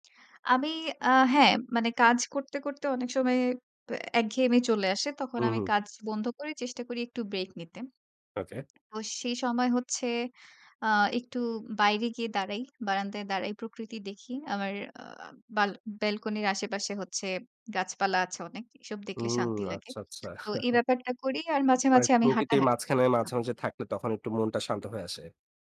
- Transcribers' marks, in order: tapping; chuckle; unintelligible speech; unintelligible speech
- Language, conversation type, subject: Bengali, podcast, মাইন্ডফুলনেস জীবনে আনতে প্রথমে কী করা উচিত?